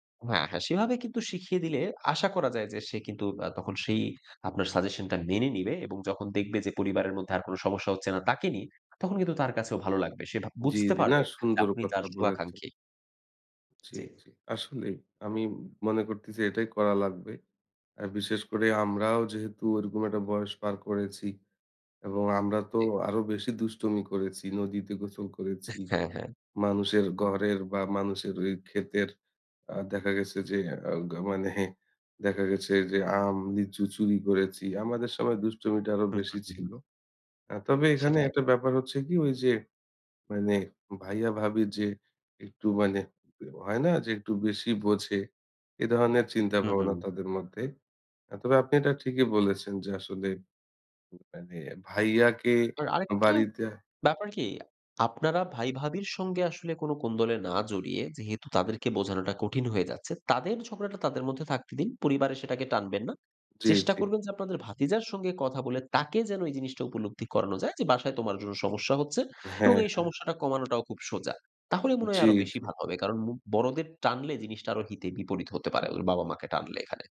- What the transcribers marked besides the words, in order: scoff; tapping
- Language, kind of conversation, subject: Bengali, advice, প্রাপ্তবয়স্ক সন্তানের স্বাধীনতা নিয়ে আপনার পরিবারের মধ্যে যে সংঘাত হচ্ছে, সেটি কীভাবে শুরু হলো এবং বর্তমানে কী নিয়ে তা চলছে?